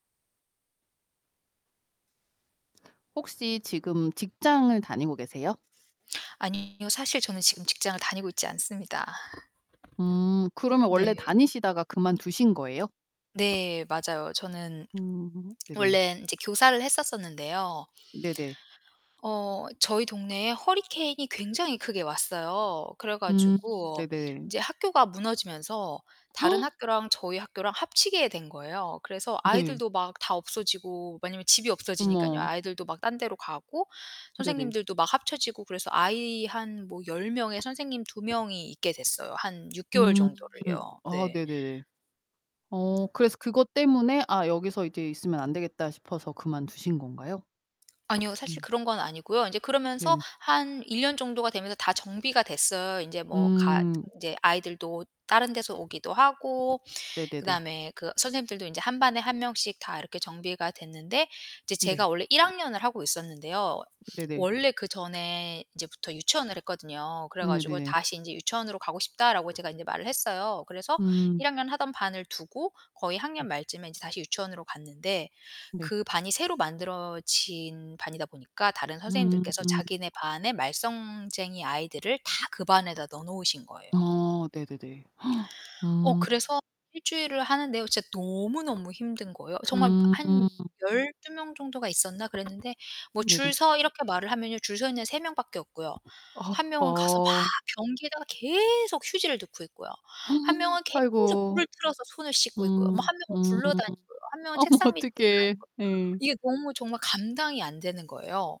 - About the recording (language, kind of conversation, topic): Korean, podcast, 직장을 그만둘지 말지 고민될 때, 보통 어떤 요인이 결정적으로 작용하나요?
- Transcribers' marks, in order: other background noise; distorted speech; background speech; tapping; gasp; gasp; gasp; laughing while speaking: "어머"